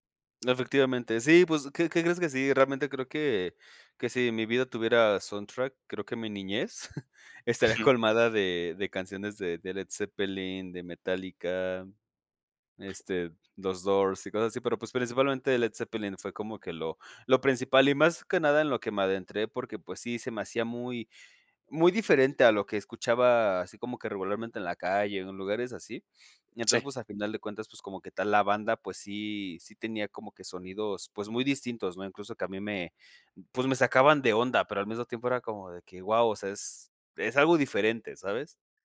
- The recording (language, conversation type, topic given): Spanish, podcast, ¿Qué canción o música te recuerda a tu infancia y por qué?
- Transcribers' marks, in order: giggle; sniff